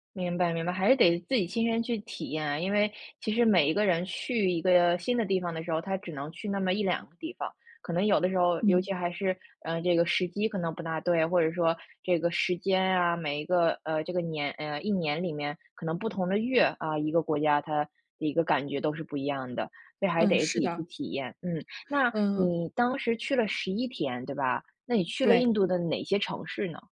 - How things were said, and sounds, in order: none
- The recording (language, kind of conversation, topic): Chinese, podcast, 有没有哪次经历让你特别难忘？